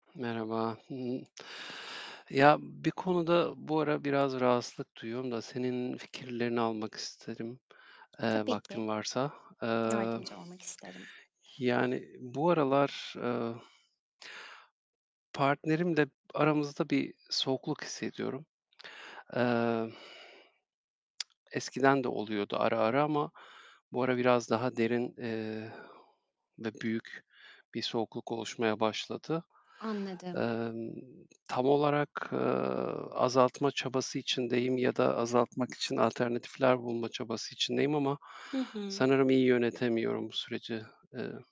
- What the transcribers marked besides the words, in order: other background noise; tapping; static; exhale
- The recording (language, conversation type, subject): Turkish, advice, İlişkimde soğuma ve duygusal uzaklık hissettiğimde ne yapmalıyım?